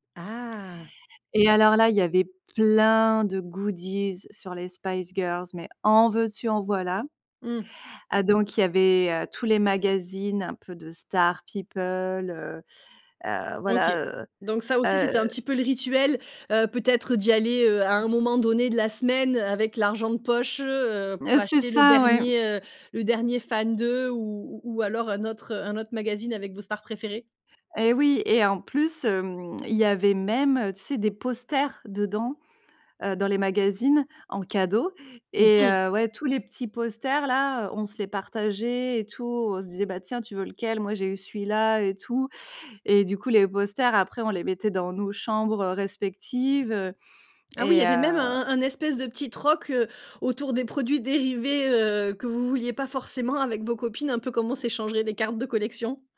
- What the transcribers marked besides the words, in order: other background noise; stressed: "plein"; in English: "goodies"; stressed: "posters"; unintelligible speech
- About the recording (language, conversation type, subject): French, podcast, Quelle chanson te rappelle ton enfance ?